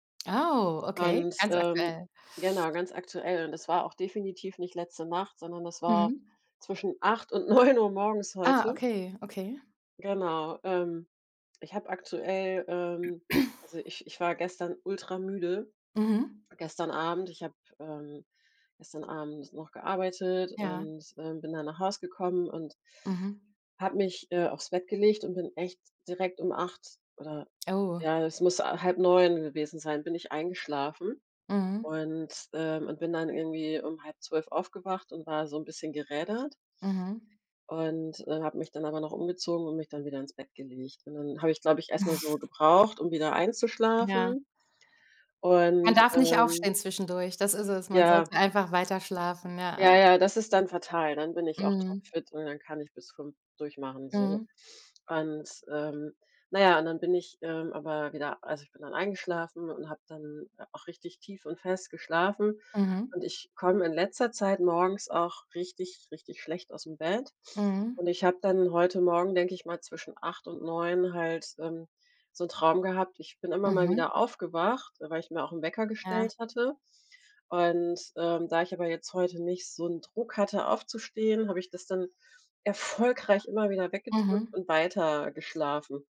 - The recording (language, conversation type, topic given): German, unstructured, Welche Rolle spielen Träume bei der Erkundung des Unbekannten?
- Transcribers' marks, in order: drawn out: "Oh"; other background noise; laughing while speaking: "neun Uhr"; throat clearing; chuckle